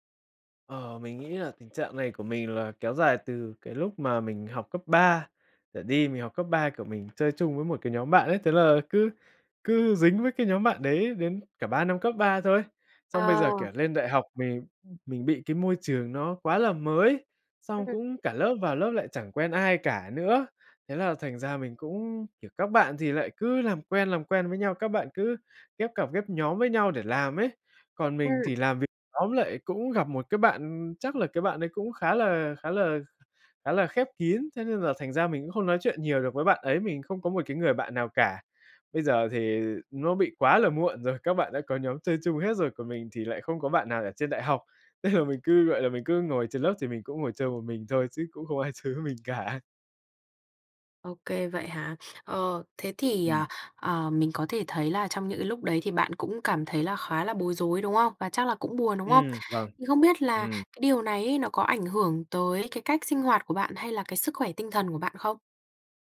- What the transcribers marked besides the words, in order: tapping; other background noise; laughing while speaking: "thế là mình"; laughing while speaking: "không ai chơi với mình cả"
- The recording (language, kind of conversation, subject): Vietnamese, advice, Cảm thấy cô đơn giữa đám đông và không thuộc về nơi đó